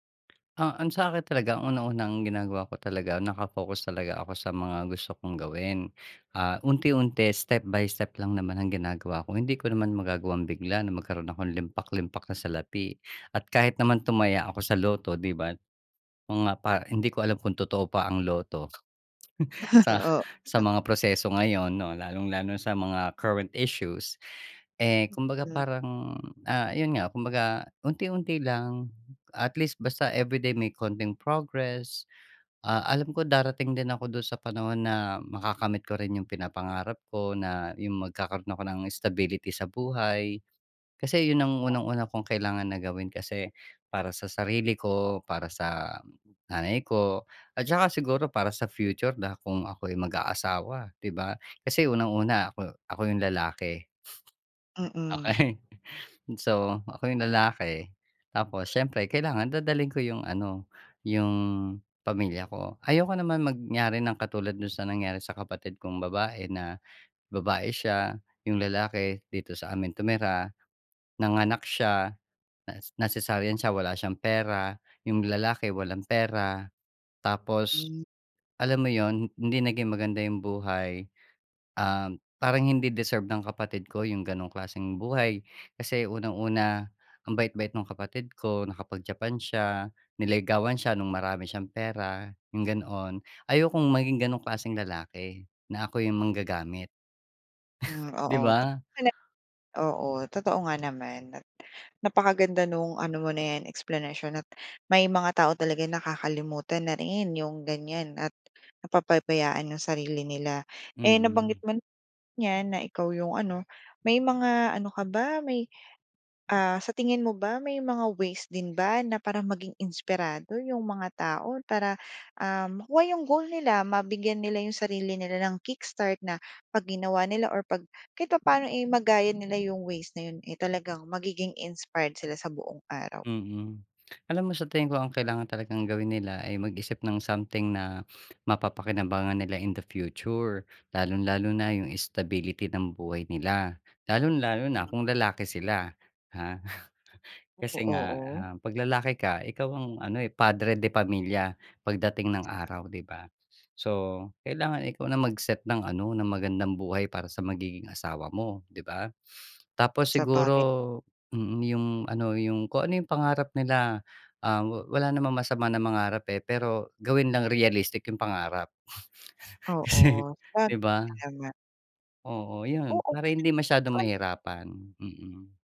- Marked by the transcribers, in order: tapping; chuckle; unintelligible speech; chuckle; unintelligible speech
- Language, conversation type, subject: Filipino, podcast, Ano ang ginagawa mo para manatiling inspirado sa loob ng mahabang panahon?